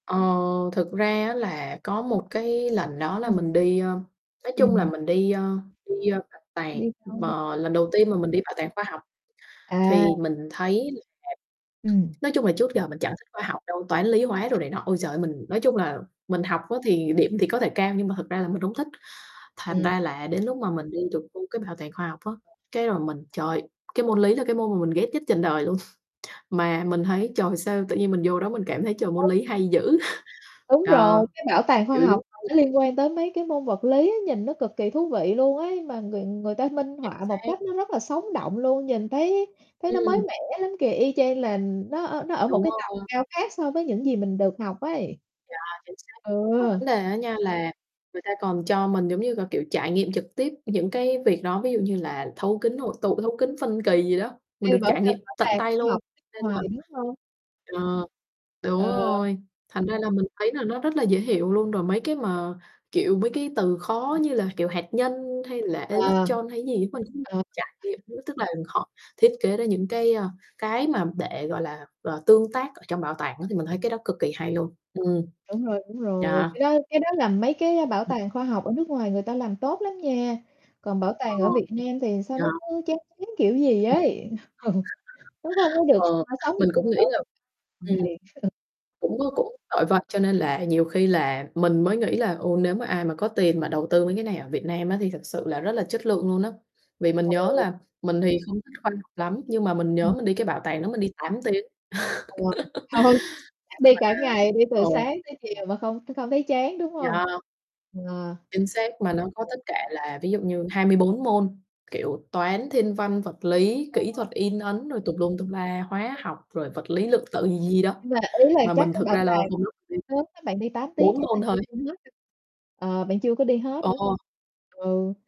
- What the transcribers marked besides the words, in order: tapping; distorted speech; other background noise; chuckle; mechanical hum; static; chuckle; unintelligible speech; unintelligible speech; unintelligible speech; unintelligible speech; laughing while speaking: "Ừ"; unintelligible speech; unintelligible speech; laughing while speaking: "ừ"; laugh
- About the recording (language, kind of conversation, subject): Vietnamese, unstructured, Điều gì khiến bạn cảm thấy hào hứng khi đi du lịch?